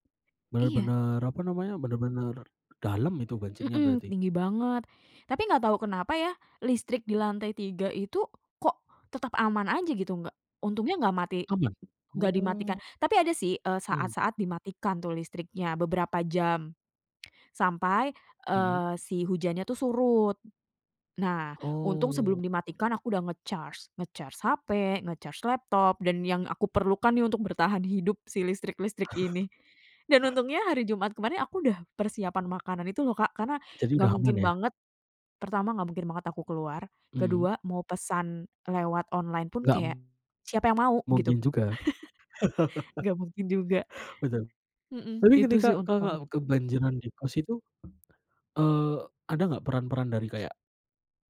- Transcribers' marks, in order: swallow; in English: "nge-charge, nge-charge"; in English: "nge-charge"; laugh; in English: "online"; laugh; chuckle; other background noise
- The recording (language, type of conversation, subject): Indonesian, podcast, Apa pengalamanmu menghadapi banjir atau kekeringan di lingkunganmu?